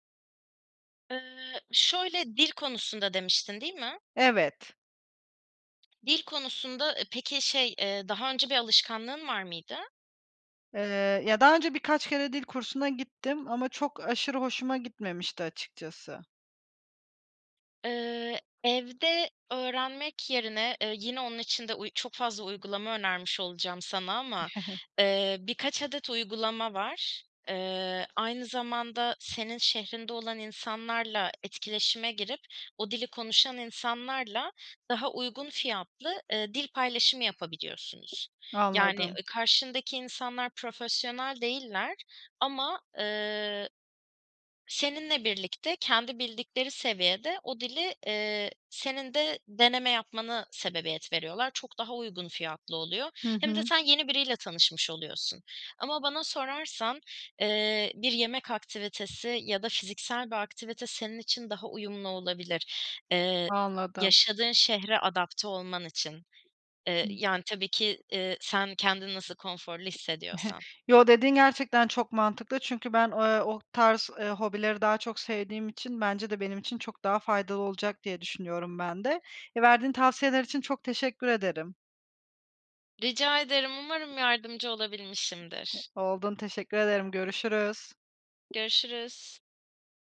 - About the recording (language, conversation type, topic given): Turkish, advice, Yeni bir yerde nasıl sosyal çevre kurabilir ve uyum sağlayabilirim?
- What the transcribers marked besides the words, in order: tapping; chuckle; other background noise; chuckle; other noise